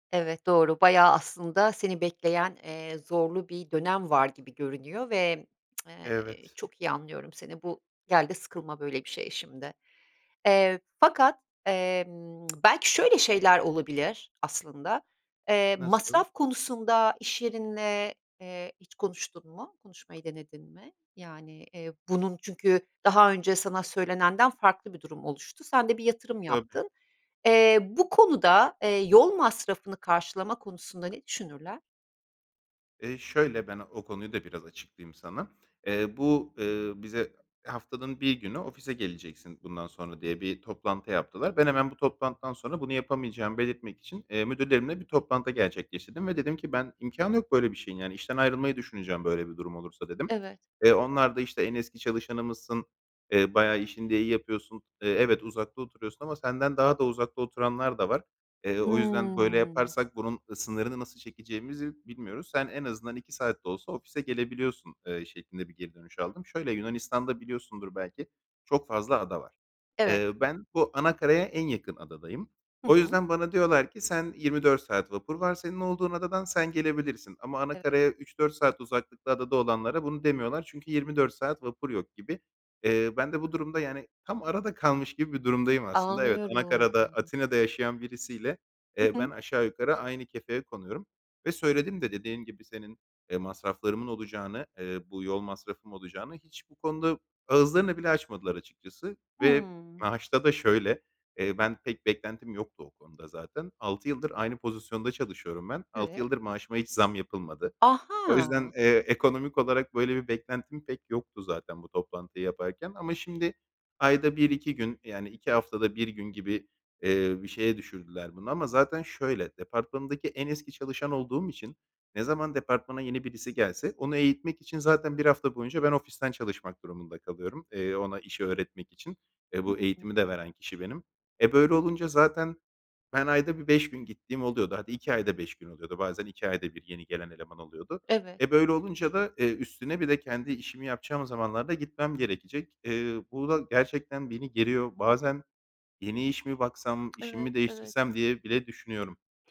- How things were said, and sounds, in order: tsk; tsk; drawn out: "Anlıyorum"; tapping
- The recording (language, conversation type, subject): Turkish, advice, Evden çalışma veya esnek çalışma düzenine geçişe nasıl uyum sağlıyorsunuz?